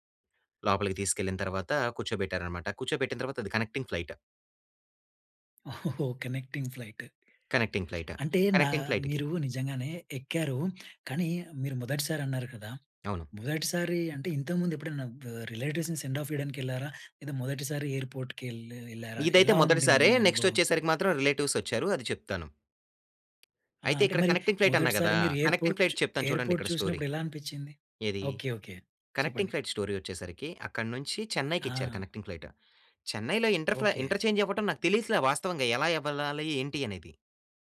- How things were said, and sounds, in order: in English: "కనెక్టింగ్ ఫ్లయిట్"; in English: "కనెక్టింగ్ ఫ్లయిట్"; other background noise; in English: "కనెక్టింగ్ ఫ్లయిట్. కనెక్టింగ్ ఫ్లయిట్‌కి"; in English: "రిలేటివ్స్‌ని సెండాఫ్"; in English: "ఎయిర్‌పోర్ట్‌కి"; in English: "నెక్స్ట్"; in English: "రిలేటివ్స్"; tapping; in English: "కనెక్టింగ్ ఫ్లయిట్"; in English: "ఎయిర్‌పోర్ట్"; in English: "కనెక్టింగ్ ఫ్లయిట్"; in English: "ఎయిర్‌పోర్ట్"; in English: "స్టోరీ"; in English: "కనెక్టింగ్ ఫ్లయిట్ స్టోరీ"; in English: "కనెక్టింగ్ ఫ్లయిట్"; in English: "ఇంటర్ఫ్రా ఇంటర్చేంజ్"; "ఎలా వెళ్ళాలి" said as "ఎవెళ్ళాలి"
- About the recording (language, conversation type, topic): Telugu, podcast, ఒకసారి మీ విమానం తప్పిపోయినప్పుడు మీరు ఆ పరిస్థితిని ఎలా ఎదుర్కొన్నారు?